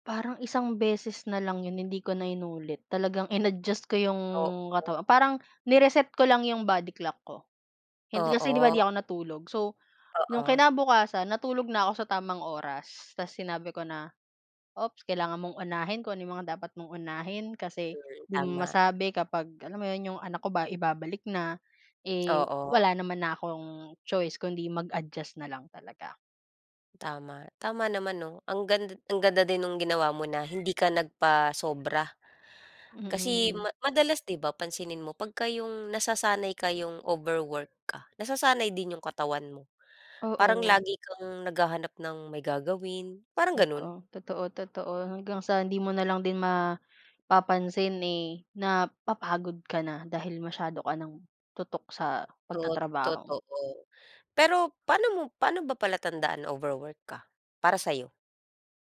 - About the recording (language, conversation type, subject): Filipino, unstructured, Naranasan mo na bang mapagod nang sobra dahil sa labis na trabaho, at paano mo ito hinarap?
- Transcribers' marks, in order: tapping; other background noise